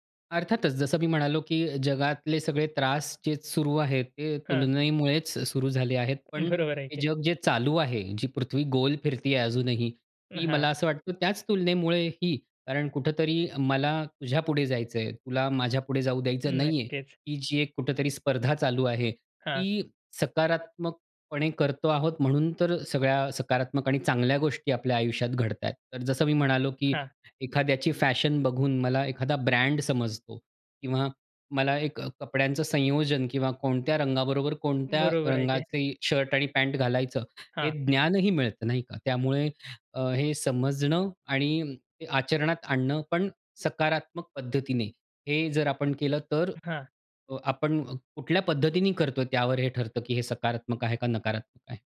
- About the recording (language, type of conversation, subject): Marathi, podcast, सोशल मीडियावरील तुलना आपल्या मनावर कसा परिणाम करते, असं तुम्हाला वाटतं का?
- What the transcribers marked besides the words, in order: tapping